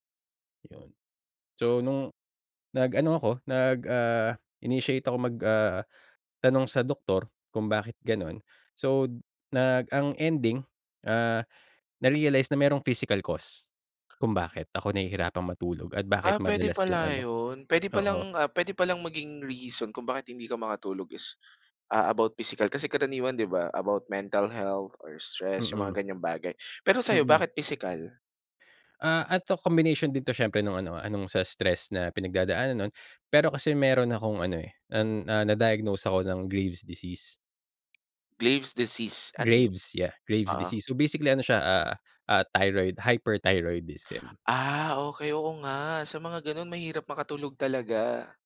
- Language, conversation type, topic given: Filipino, podcast, Ano ang papel ng pagtulog sa pamamahala ng stress mo?
- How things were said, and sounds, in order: in English: "initiate"; in English: "physical cost"